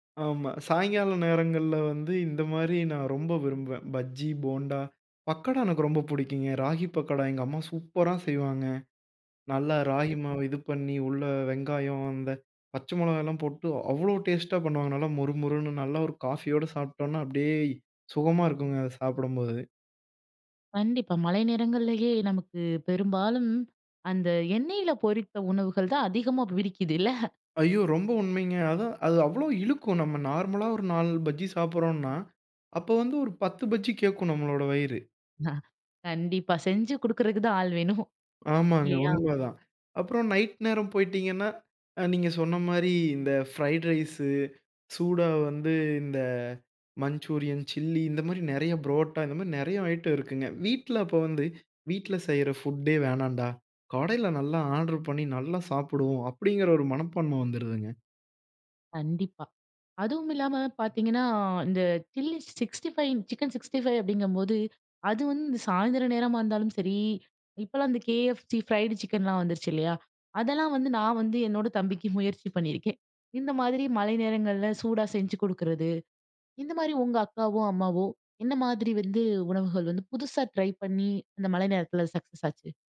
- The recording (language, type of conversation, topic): Tamil, podcast, மழைநாளில் உங்களுக்கு மிகவும் பிடிக்கும் சூடான சிற்றுண்டி என்ன?
- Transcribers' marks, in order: unintelligible speech; "பிடிக்குதுல்ல" said as "விரிக்கிதுல்ல"; laughing while speaking: "வேணும்"; in English: "ஃப்ரைட் ரைஸ்"; in English: "சக்சஸ்"